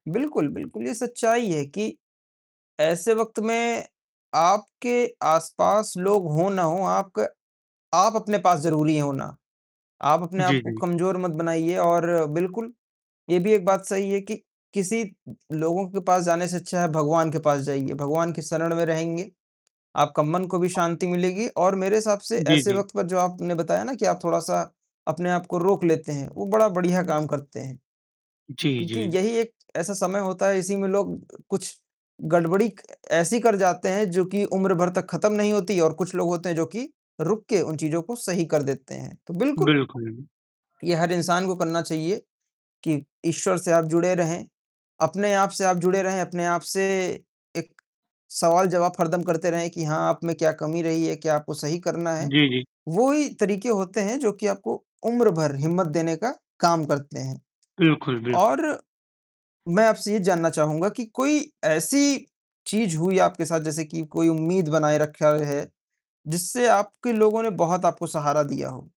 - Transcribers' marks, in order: distorted speech; other background noise; mechanical hum
- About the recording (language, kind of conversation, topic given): Hindi, unstructured, आपने कभी किसी मुश्किल परिस्थिति में उम्मीद कैसे बनाए रखी?